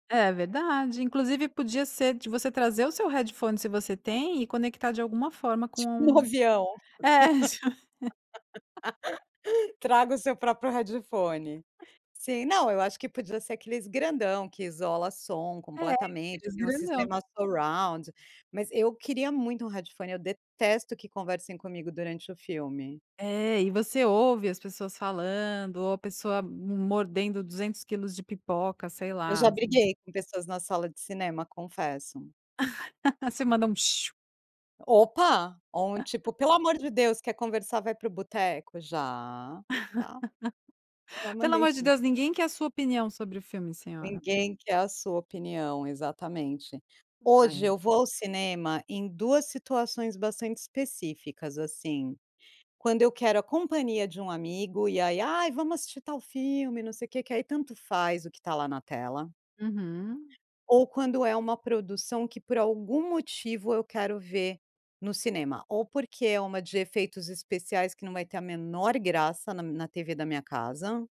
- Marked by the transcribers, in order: in English: "headphone"; laugh; laughing while speaking: "é isso"; in English: "headphone"; laugh; laugh; in English: "surround"; in English: "headphone"; other background noise; chuckle; shush; laugh; laugh
- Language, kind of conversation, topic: Portuguese, podcast, Como era ir ao cinema quando você era criança?